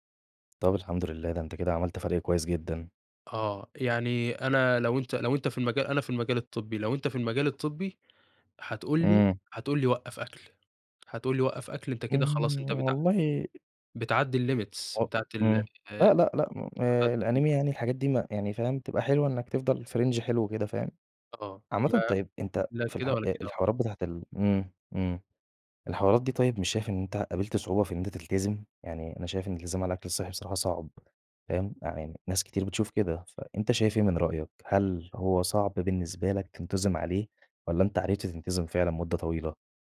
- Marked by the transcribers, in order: tapping; in English: "الlimits"; unintelligible speech; in English: "رينج"
- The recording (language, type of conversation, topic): Arabic, podcast, إزاي تحافظ على أكل صحي بميزانية بسيطة؟